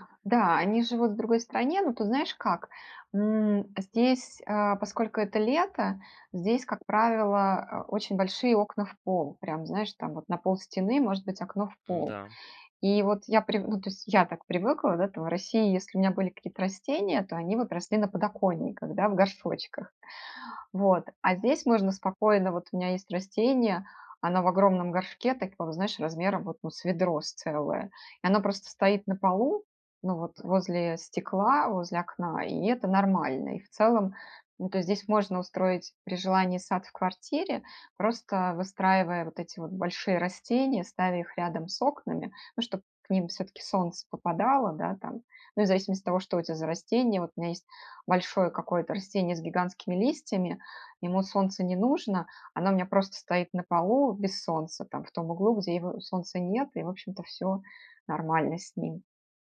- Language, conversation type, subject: Russian, podcast, Как лучше всего начать выращивать мини-огород на подоконнике?
- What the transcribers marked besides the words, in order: none